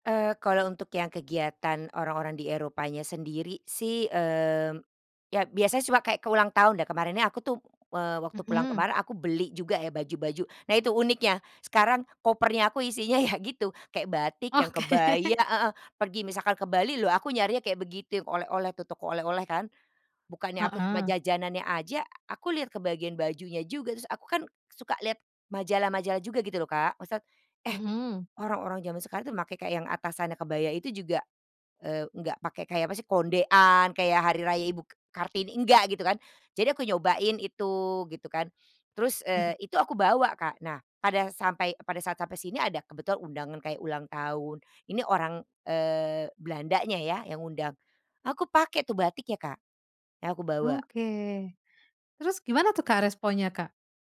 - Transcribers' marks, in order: laughing while speaking: "ya"; laughing while speaking: "Oke"; chuckle
- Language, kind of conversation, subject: Indonesian, podcast, Apa inspirasi gaya dari budaya Indonesia yang kamu gunakan?
- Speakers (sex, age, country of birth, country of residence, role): female, 30-34, Indonesia, Indonesia, host; female, 50-54, Indonesia, Netherlands, guest